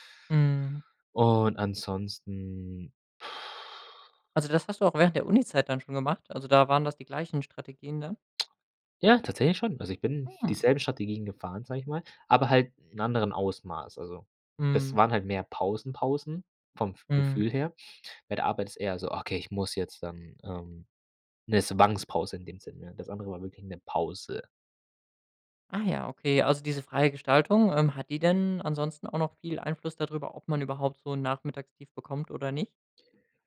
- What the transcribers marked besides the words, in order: none
- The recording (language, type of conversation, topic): German, podcast, Wie gehst du mit Energietiefs am Nachmittag um?